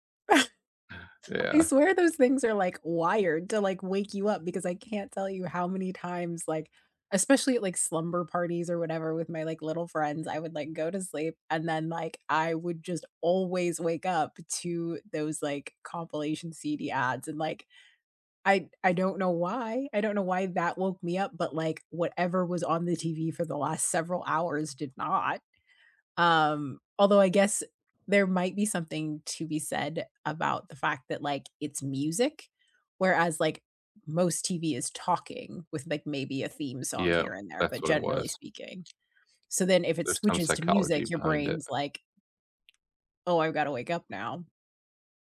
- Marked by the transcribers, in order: chuckle; other background noise; tapping
- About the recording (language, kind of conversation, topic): English, unstructured, What technology do you use to stay healthy or sleep better?
- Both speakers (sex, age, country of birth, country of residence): female, 35-39, United States, United States; male, 40-44, United States, United States